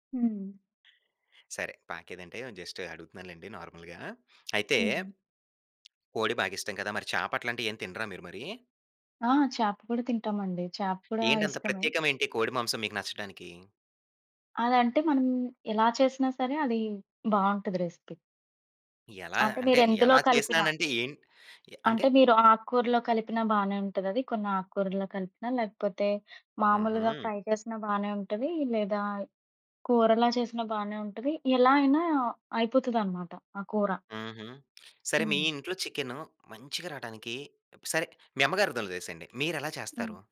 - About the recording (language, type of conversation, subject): Telugu, podcast, పండుగ వస్తే మీ ఇంట్లో తప్పక వండే వంట ఏమిటి?
- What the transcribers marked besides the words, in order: in English: "నార్మల్‌గా"; other noise; in English: "రెసిపీ"; in English: "ఫ్రై"; "అమ్మగారిదొదిలేసేయండి" said as "అమ్మగారిదొలిదేసేయండి"